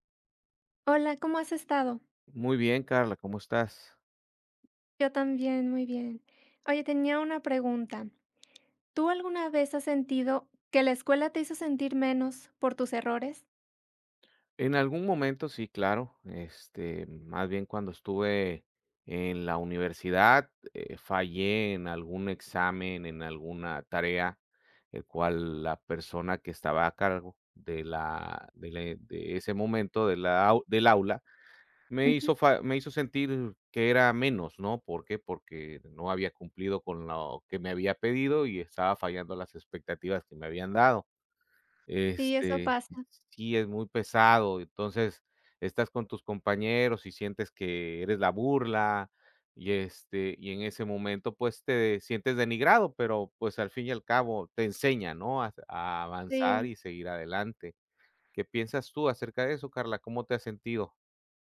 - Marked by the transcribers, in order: other background noise; tapping
- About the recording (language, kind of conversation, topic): Spanish, unstructured, ¿Alguna vez has sentido que la escuela te hizo sentir menos por tus errores?